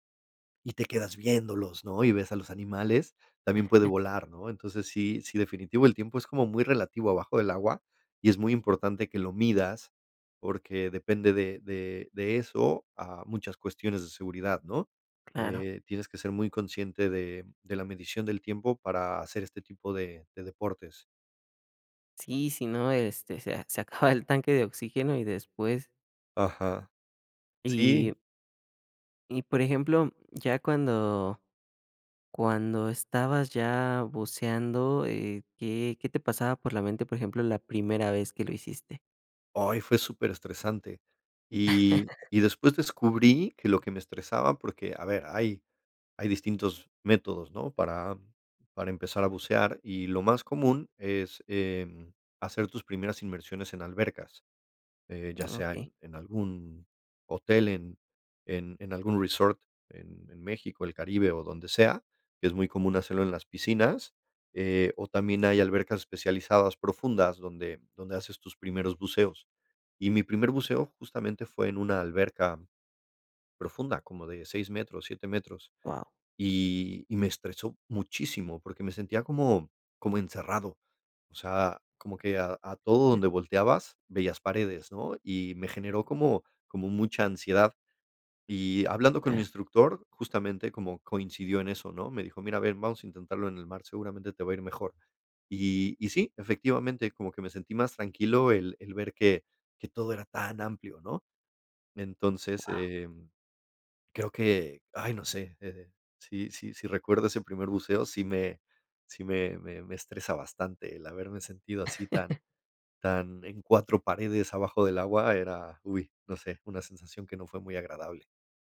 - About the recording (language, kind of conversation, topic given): Spanish, podcast, ¿Cómo describirías la experiencia de estar en un lugar sin ruido humano?
- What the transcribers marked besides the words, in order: chuckle; laughing while speaking: "acaba"; chuckle; tapping; other background noise; chuckle